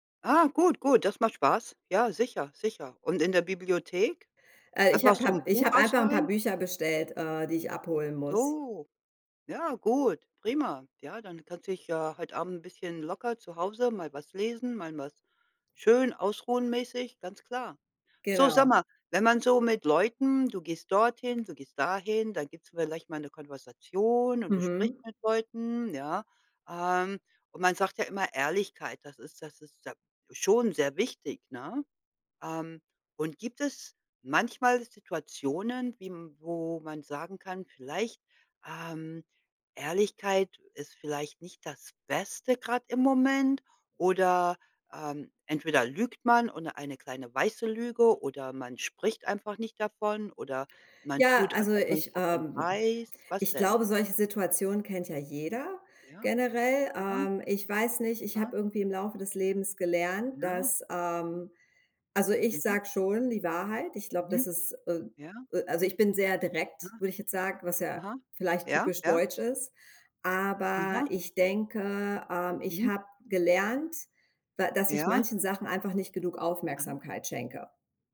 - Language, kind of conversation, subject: German, unstructured, Glaubst du, dass Ehrlichkeit immer die beste Wahl ist?
- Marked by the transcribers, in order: other background noise